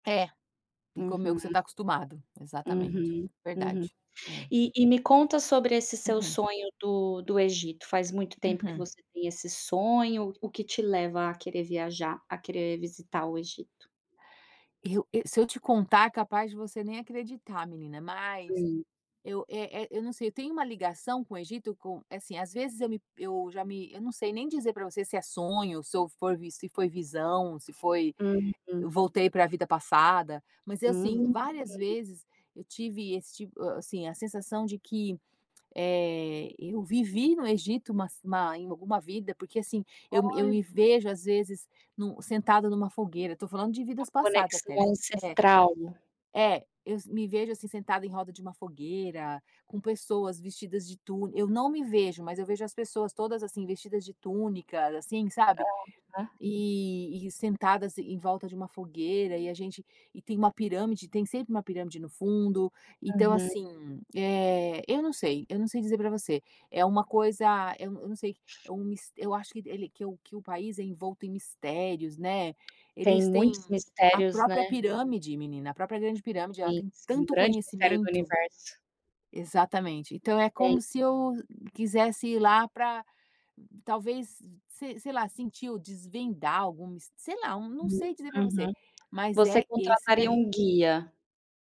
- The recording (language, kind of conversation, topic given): Portuguese, unstructured, Qual país você sonha em conhecer e por quê?
- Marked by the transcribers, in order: none